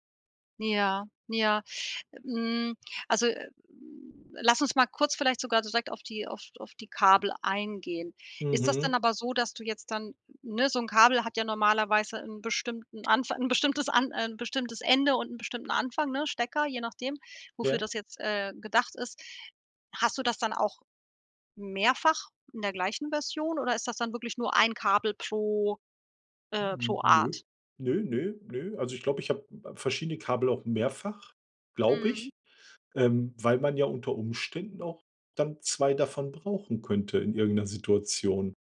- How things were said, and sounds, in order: laughing while speaking: "'n bestimmtes an"
- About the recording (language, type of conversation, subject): German, advice, Wie beeinträchtigen Arbeitsplatzchaos und Ablenkungen zu Hause deine Konzentration?
- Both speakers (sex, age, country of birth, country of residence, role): female, 40-44, Germany, Portugal, advisor; male, 45-49, Germany, Germany, user